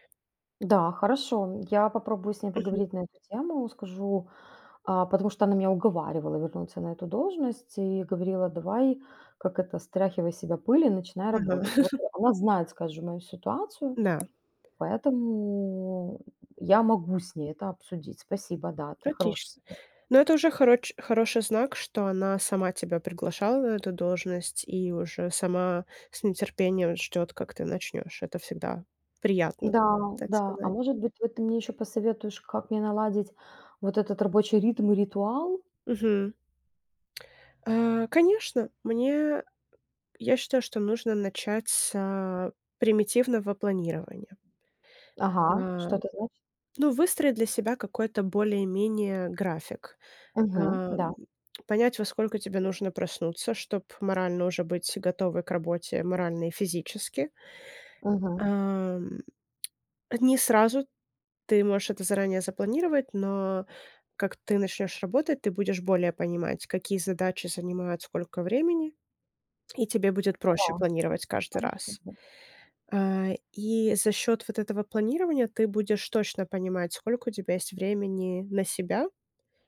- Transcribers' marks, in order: tapping; laugh; other background noise
- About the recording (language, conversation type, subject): Russian, advice, Как справиться с неуверенностью при возвращении к привычному рабочему ритму после отпуска?